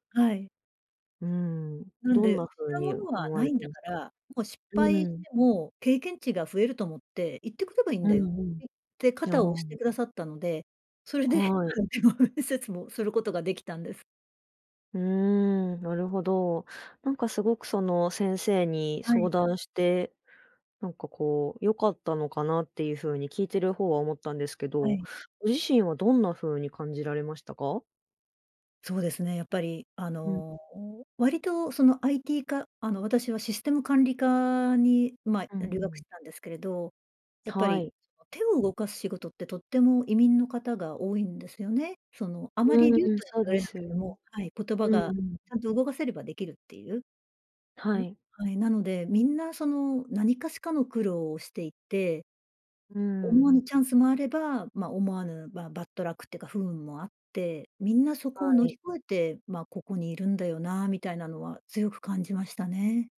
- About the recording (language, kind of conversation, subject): Japanese, podcast, 予期せぬチャンスによって人生が変わった経験はありますか？
- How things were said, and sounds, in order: laughing while speaking: "それで、まあ、でも、面接も"